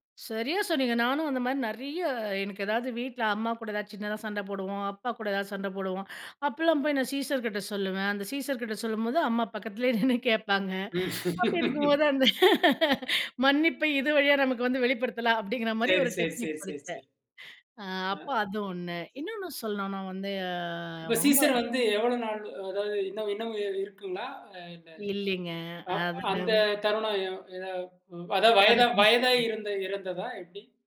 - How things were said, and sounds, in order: laughing while speaking: "அம்மா பக்கத்துல நின்னு கேப்பாங்க"; laugh; chuckle; in English: "டெக்னிக்"; other background noise; drawn out: "வந்து"; unintelligible speech; unintelligible speech
- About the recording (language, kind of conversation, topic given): Tamil, podcast, உங்களுக்கு முதலில் கிடைத்த செல்லப்பிராணியைப் பற்றிய நினைவுகள் என்ன?